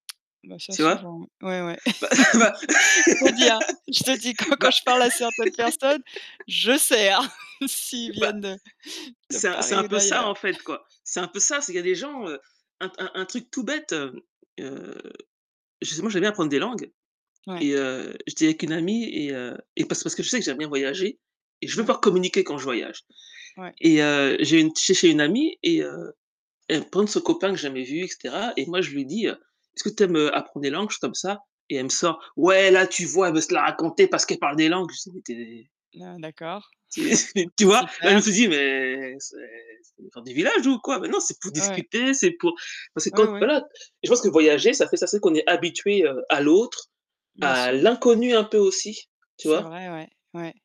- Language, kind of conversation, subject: French, unstructured, Pensez-vous que voyager élargit l’esprit ou que l’on peut acquérir des connaissances sans quitter sa maison ?
- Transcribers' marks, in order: tapping; laughing while speaking: "Bah, bah"; laugh; laughing while speaking: "Je te dis, hein, je … Paris ou d'ailleurs"; laugh; other background noise; laughing while speaking: "c'est c'est, tu vois ?"; chuckle; unintelligible speech; stressed: "l'inconnu"